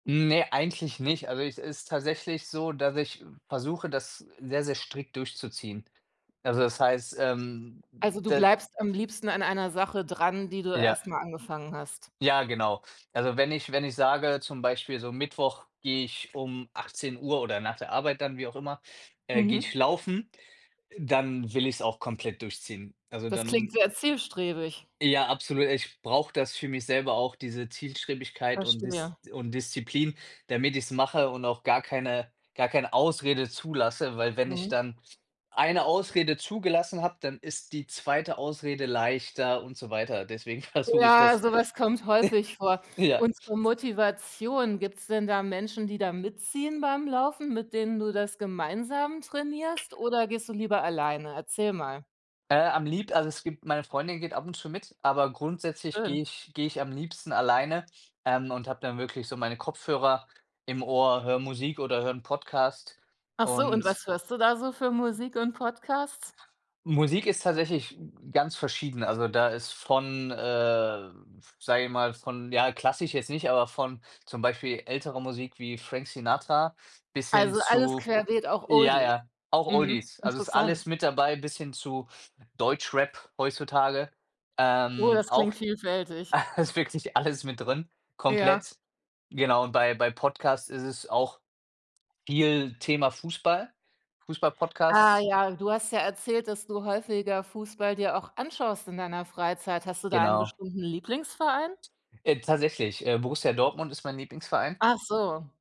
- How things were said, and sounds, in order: other background noise; laughing while speaking: "versuche ich das Ja"; laugh; chuckle; laughing while speaking: "alles mit drin"
- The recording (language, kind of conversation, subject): German, podcast, Wie organisierst du deine Hobbys neben Arbeit oder Schule?